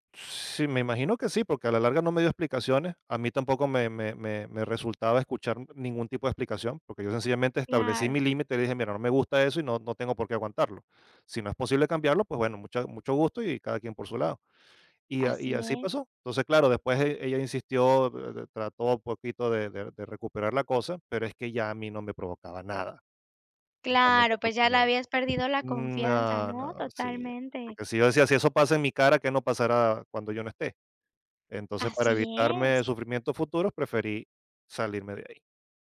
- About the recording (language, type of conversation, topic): Spanish, podcast, ¿Cómo se construye la confianza en una pareja?
- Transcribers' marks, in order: other noise; tapping